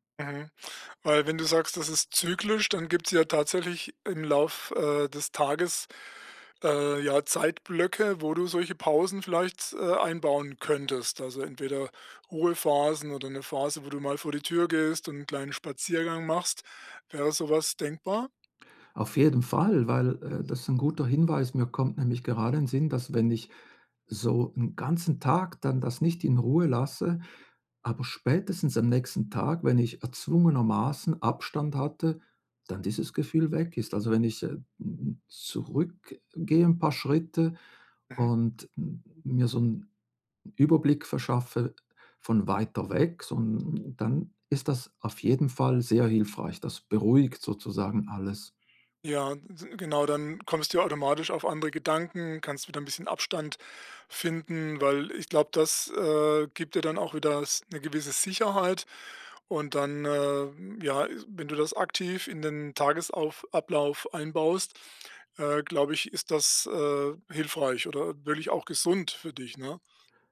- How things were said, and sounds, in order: other background noise
- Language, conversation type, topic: German, advice, Wie kann ich besser mit der Angst vor dem Versagen und dem Erwartungsdruck umgehen?